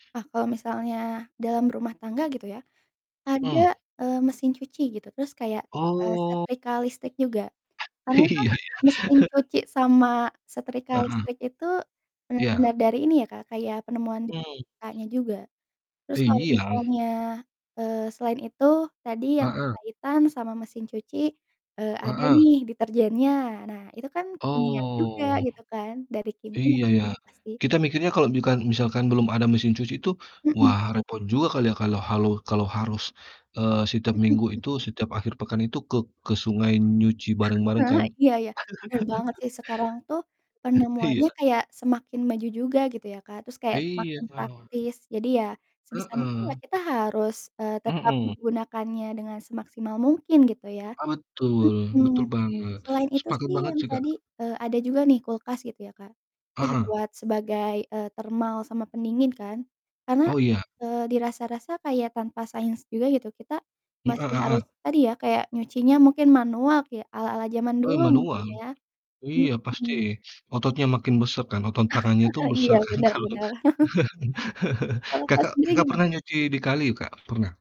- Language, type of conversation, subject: Indonesian, unstructured, Bagaimana sains membantu kehidupan sehari-hari kita?
- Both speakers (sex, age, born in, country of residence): female, 25-29, Indonesia, Indonesia; male, 35-39, Indonesia, Indonesia
- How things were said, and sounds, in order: laughing while speaking: "Iya, ya"; distorted speech; chuckle; other background noise; drawn out: "Oh"; laugh; chuckle; laughing while speaking: "kalau"; laugh; chuckle